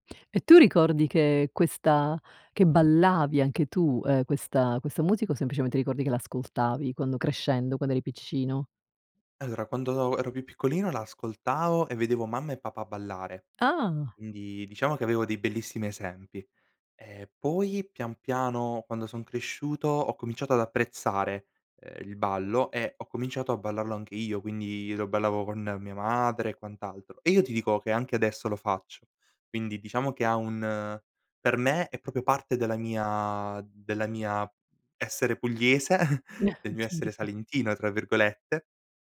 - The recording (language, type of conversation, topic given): Italian, podcast, Quali tradizioni musicali della tua regione ti hanno segnato?
- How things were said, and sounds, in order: laughing while speaking: "pugliese"; chuckle